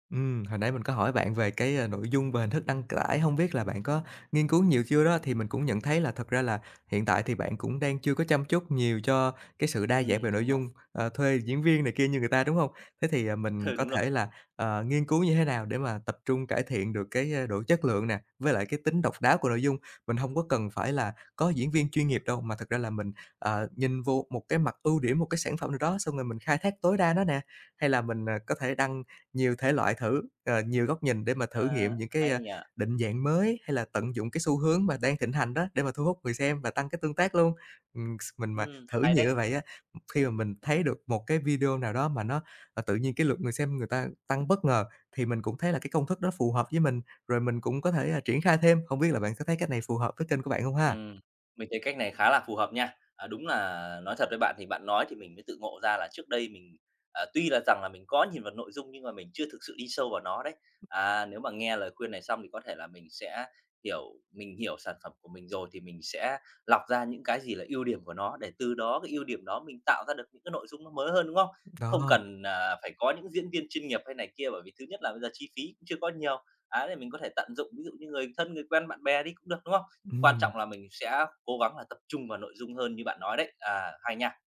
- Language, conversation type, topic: Vietnamese, advice, Làm thế nào để ngừng so sánh bản thân với người khác để không mất tự tin khi sáng tạo?
- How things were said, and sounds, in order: tapping; laughing while speaking: "Ừ, đúng rồi"; other background noise; chuckle